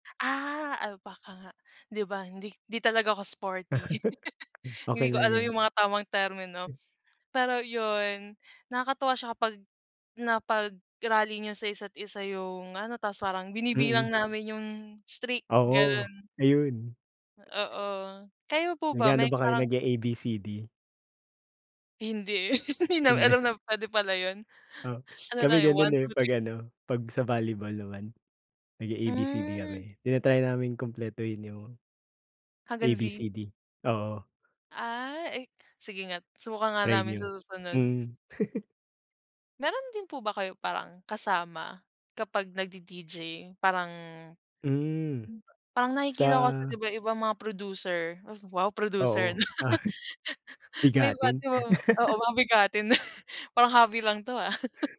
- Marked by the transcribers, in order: laugh; other background noise; laugh; tapping; laugh; laugh; laugh; laugh
- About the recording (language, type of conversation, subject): Filipino, unstructured, Ano ang pinaka-nakakatuwang nangyari sa iyo habang ginagawa mo ang paborito mong libangan?